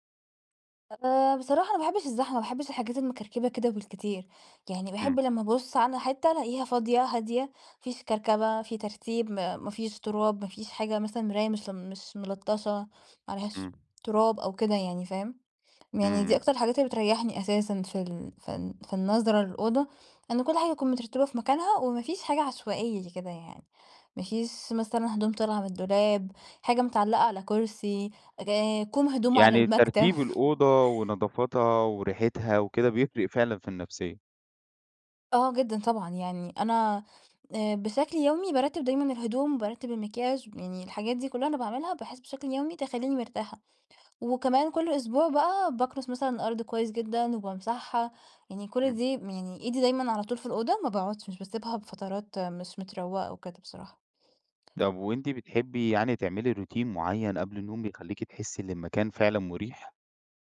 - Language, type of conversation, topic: Arabic, podcast, إيه الحاجات اللي بتخلّي أوضة النوم مريحة؟
- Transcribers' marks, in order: laughing while speaking: "ك كوم هدوم على المكتب"; tapping; in English: "روتين"